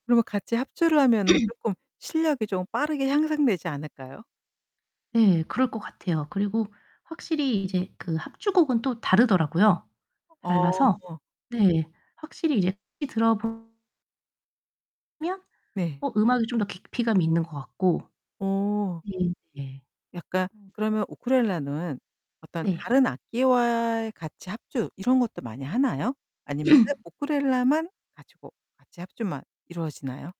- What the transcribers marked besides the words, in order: throat clearing; distorted speech; unintelligible speech; throat clearing
- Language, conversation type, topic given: Korean, podcast, 요즘 푹 빠져 있는 취미가 무엇인가요?